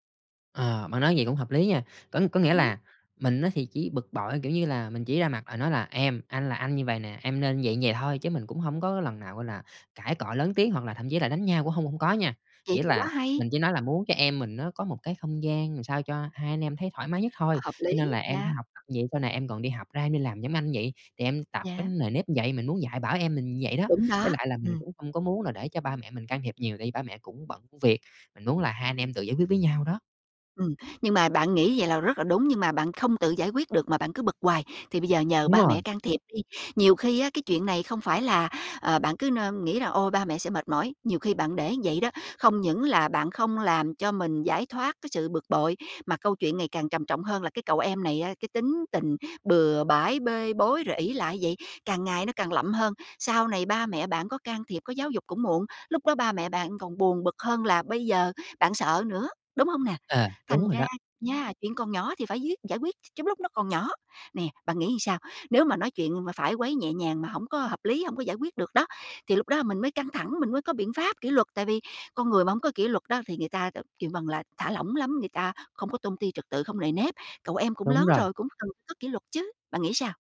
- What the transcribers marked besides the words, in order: tapping; "làm" said as "ừn"; "như" said as "ưn"; "làm" said as "ừn"
- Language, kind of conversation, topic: Vietnamese, advice, Làm thế nào để đối phó khi gia đình không tôn trọng ranh giới cá nhân khiến bạn bực bội?